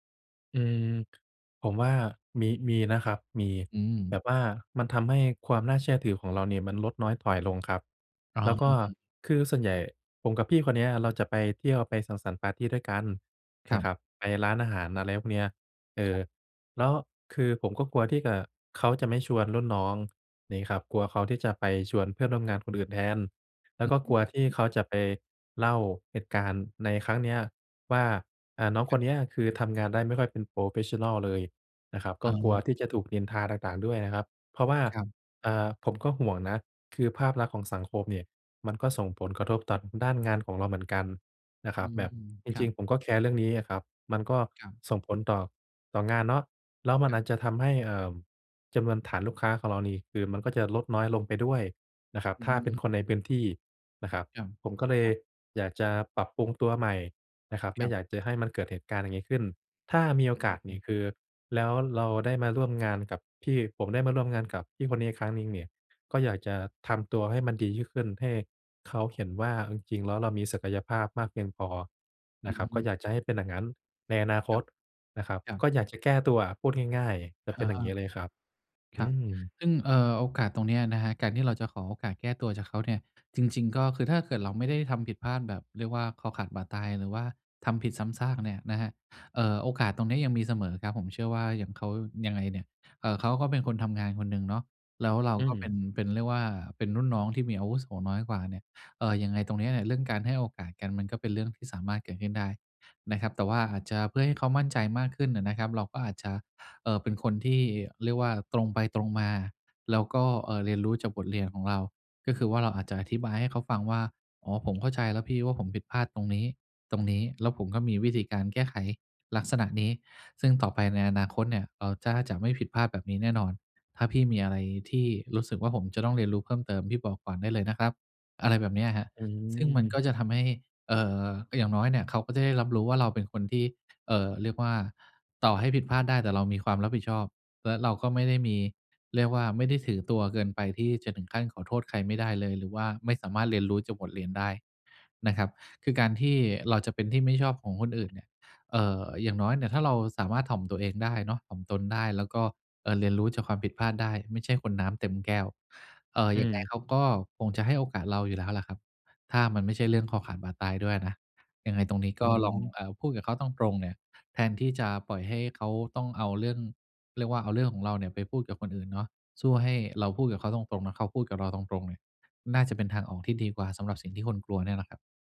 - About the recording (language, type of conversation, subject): Thai, advice, จะรับมือกับความกลัวว่าจะล้มเหลวหรือถูกผู้อื่นตัดสินได้อย่างไร?
- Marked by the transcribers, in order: unintelligible speech; in English: "โพรเฟสชันนัล"; other background noise